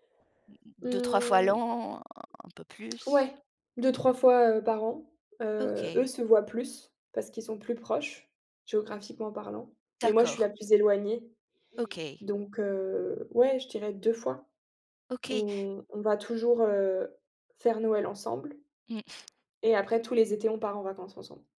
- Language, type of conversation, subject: French, podcast, Comment garder le lien avec des proches éloignés ?
- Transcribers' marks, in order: tongue click